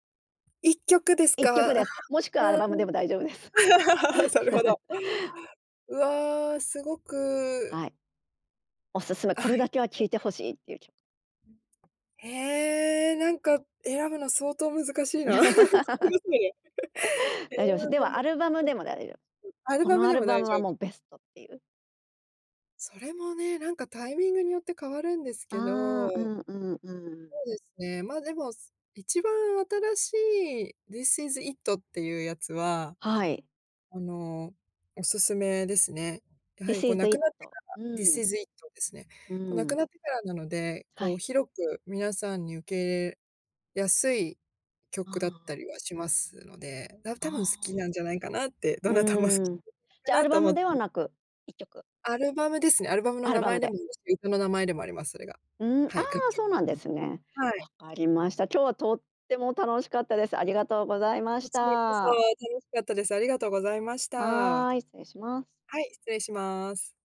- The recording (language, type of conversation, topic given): Japanese, podcast, あなたが最も影響を受けたアーティストは誰ですか？
- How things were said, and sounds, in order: other noise; laugh; tapping; laugh; unintelligible speech; laugh; unintelligible speech; laughing while speaking: "どなたも"; unintelligible speech